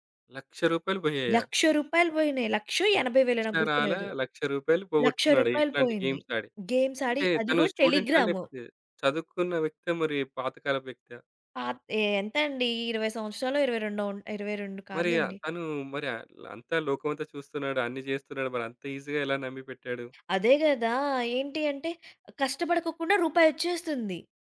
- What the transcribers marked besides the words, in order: other background noise; in English: "గేమ్స్"; in English: "గేమ్స్"; in English: "ఈజిగా"
- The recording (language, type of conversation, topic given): Telugu, podcast, ఫేక్ న్యూస్ కనిపిస్తే మీరు ఏమి చేయాలని అనుకుంటారు?